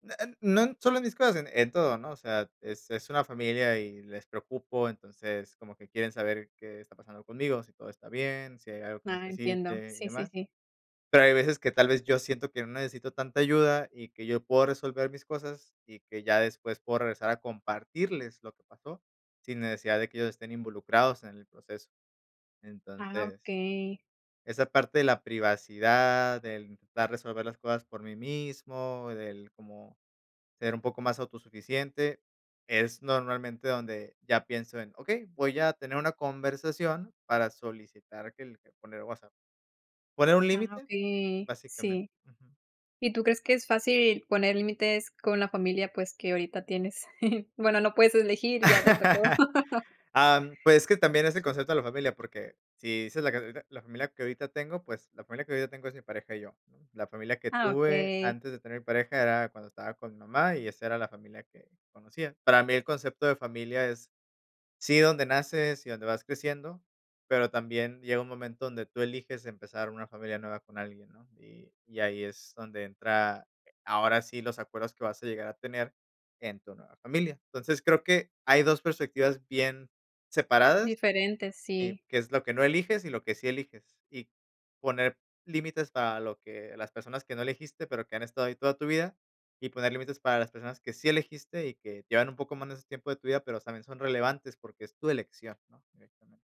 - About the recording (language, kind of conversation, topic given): Spanish, podcast, ¿Cómo puedo poner límites con mi familia sin que se convierta en una pelea?
- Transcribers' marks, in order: unintelligible speech; chuckle; laugh